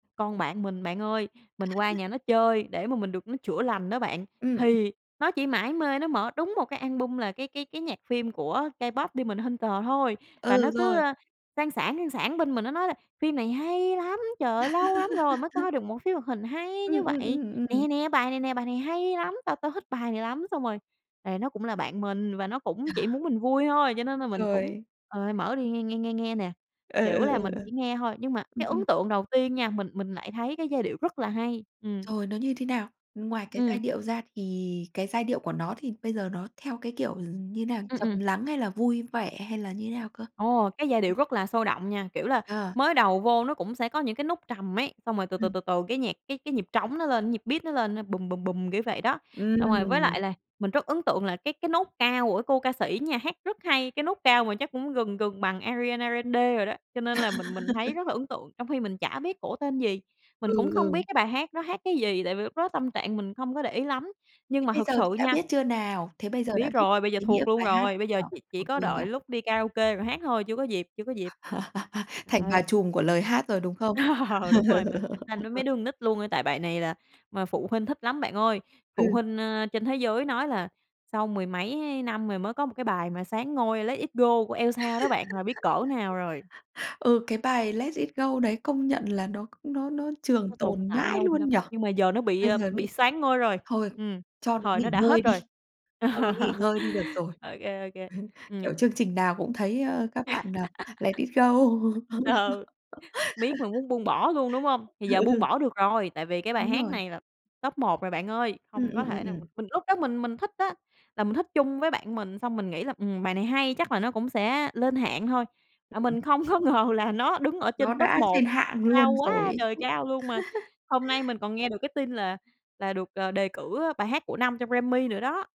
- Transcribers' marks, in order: laugh; laugh; laughing while speaking: "Ờ"; tapping; other background noise; in English: "beat"; laugh; laugh; laughing while speaking: "Ờ"; laugh; laugh; laugh; chuckle; laugh; laughing while speaking: "Ừ"; laugh; laughing while speaking: "không có ngờ"; laugh
- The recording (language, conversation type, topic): Vietnamese, podcast, Bạn có thể kể về bài hát bạn yêu thích nhất không?